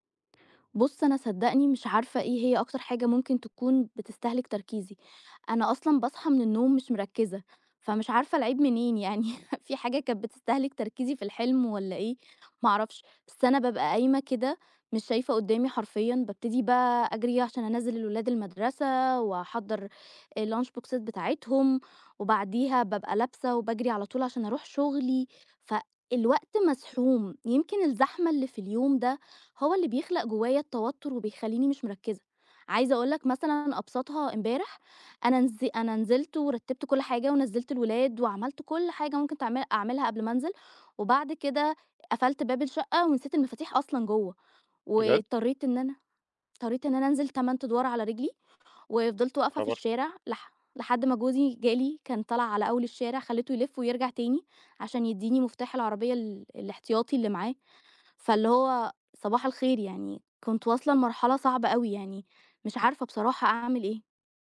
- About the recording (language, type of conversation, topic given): Arabic, advice, إزاي أقدر أركّز وأنا تحت ضغوط يومية؟
- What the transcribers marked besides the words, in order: laughing while speaking: "يعني"; in English: "الLunch بوكسات"